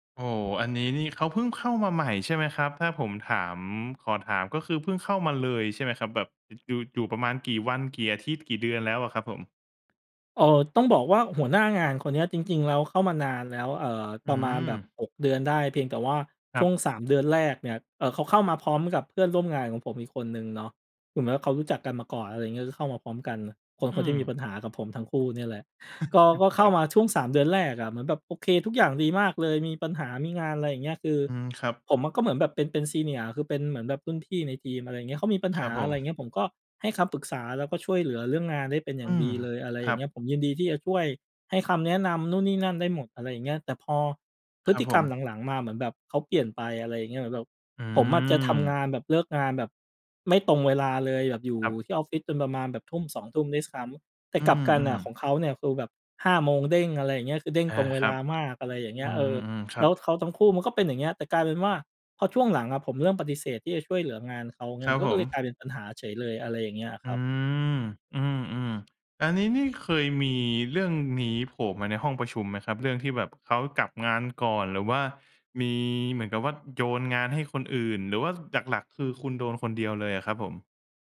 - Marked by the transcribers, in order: chuckle; in English: "Senior"; other background noise
- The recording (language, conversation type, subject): Thai, advice, คุณควรทำอย่างไรเมื่อเจ้านายจุกจิกและไว้ใจไม่ได้เวลามอบหมายงาน?